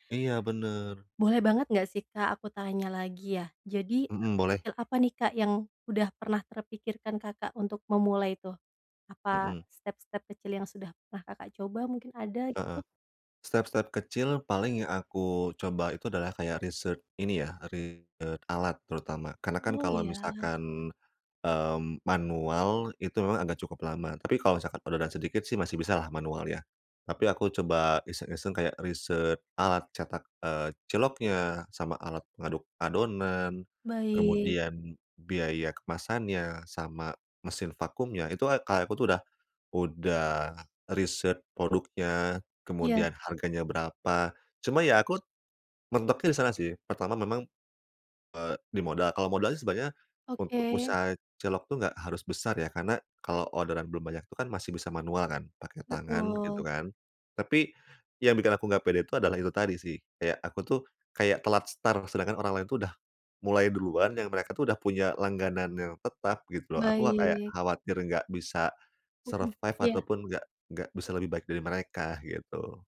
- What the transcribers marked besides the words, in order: other background noise; unintelligible speech; in English: "research"; tapping; in English: "survive"
- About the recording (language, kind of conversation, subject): Indonesian, advice, Bagaimana cara memulai hal baru meski masih ragu dan takut gagal?